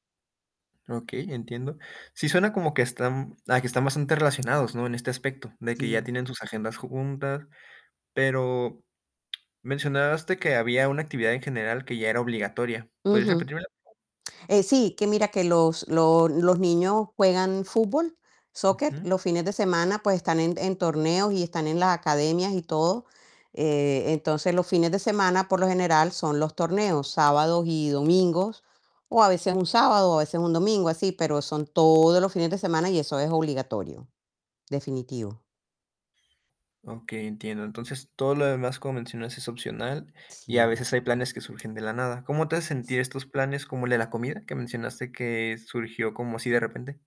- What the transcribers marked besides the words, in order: distorted speech; other noise; tapping; other background noise
- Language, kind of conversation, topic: Spanish, advice, ¿Cómo puedo manejar mi agenda social y mis compromisos cuando me están agobiando?